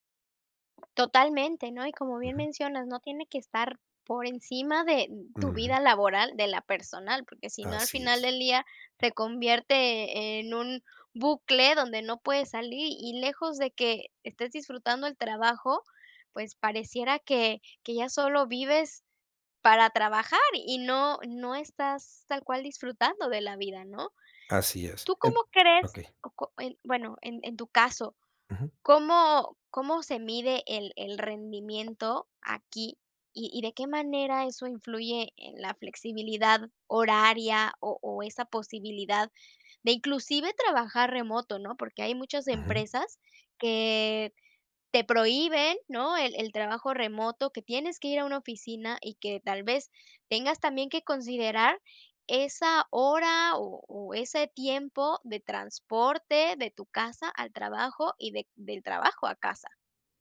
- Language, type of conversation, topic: Spanish, podcast, ¿Qué preguntas conviene hacer en una entrevista de trabajo sobre el equilibrio entre trabajo y vida personal?
- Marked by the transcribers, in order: tapping